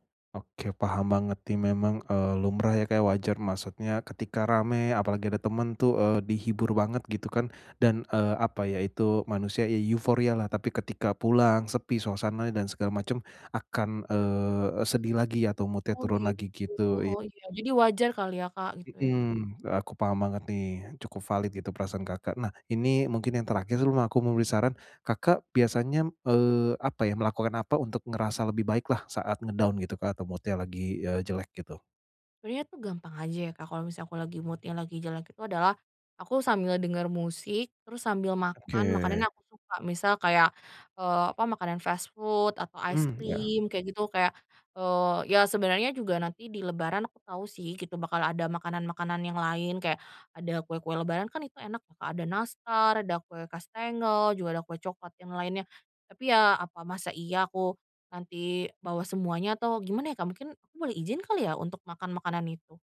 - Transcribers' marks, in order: tapping; in English: "mood-nya"; in English: "nge-down"; in English: "mood-nya"; in English: "mood-nya"; in English: "fast food"; other background noise
- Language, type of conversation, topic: Indonesian, advice, Bagaimana cara tetap menikmati perayaan saat suasana hati saya sedang rendah?